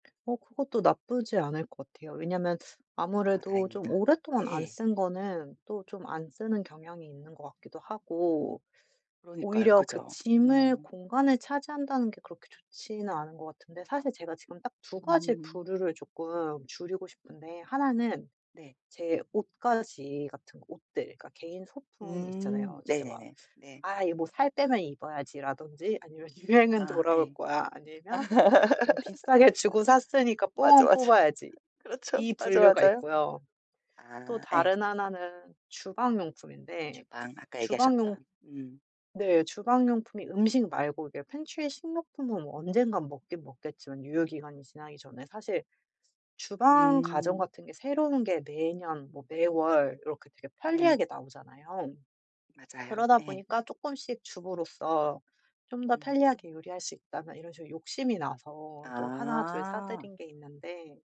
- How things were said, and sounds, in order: other background noise; laughing while speaking: "'유행은"; laugh; put-on voice: "팬트리"
- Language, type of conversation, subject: Korean, advice, 집안 소지품을 효과적으로 줄이는 방법은 무엇인가요?